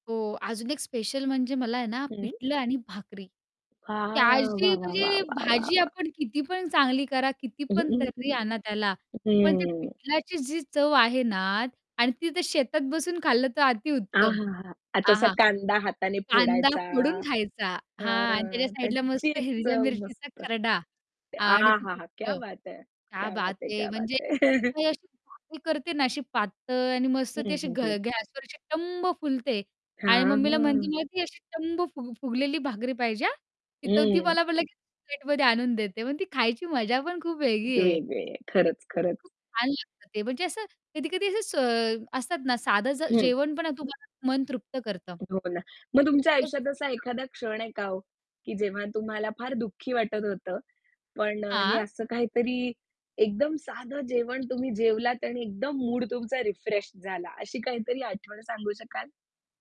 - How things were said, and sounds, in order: distorted speech; static; in Hindi: "क्या बात है! क्या बात है! क्या बात है!"; in Hindi: "क्या बात है"; unintelligible speech; chuckle; tapping; stressed: "साधं"; mechanical hum; in English: "रिफ्रेश"
- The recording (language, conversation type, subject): Marathi, podcast, घरी बनवलेलं साधं जेवण तुला कसं वाटतं?